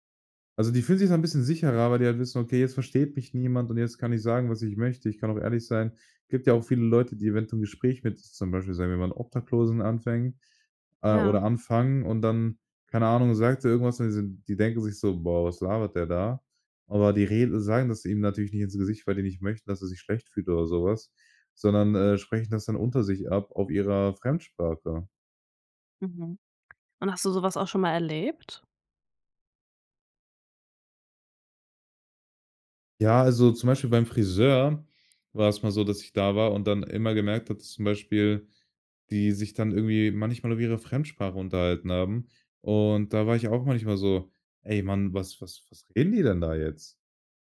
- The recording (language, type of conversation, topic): German, podcast, Wie gehst du mit dem Sprachwechsel in deiner Familie um?
- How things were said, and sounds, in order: none